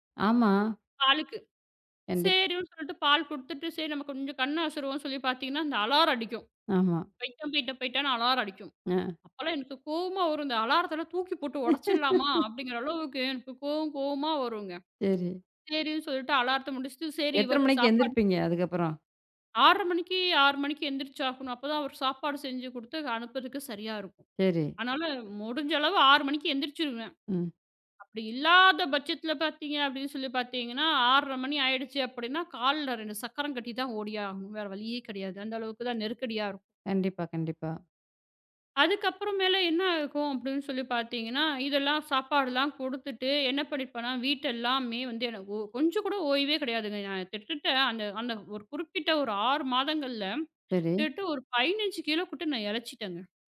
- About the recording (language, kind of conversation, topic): Tamil, podcast, ஒரு புதிதாகப் பிறந்த குழந்தை வந்தபிறகு உங்கள் வேலை மற்றும் வீட்டின் அட்டவணை எப்படி மாற்றமடைந்தது?
- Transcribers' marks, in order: tapping; in English: "அலாரம்"; other noise; laugh; background speech; "கிட்டத்தட்ட" said as "திட்டுட்ட"